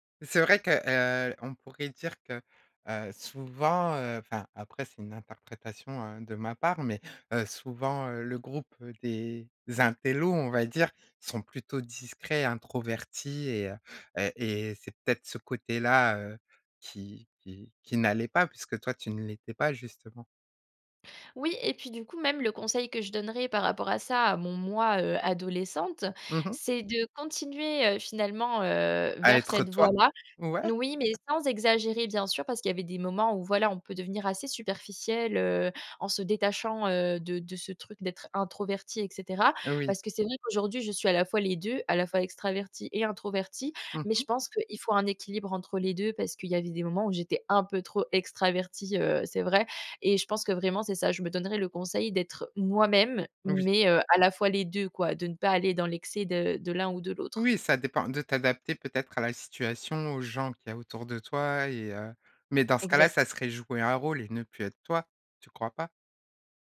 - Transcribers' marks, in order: other background noise; stressed: "moi-même"
- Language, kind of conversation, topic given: French, podcast, Quel conseil donnerais-tu à ton moi adolescent ?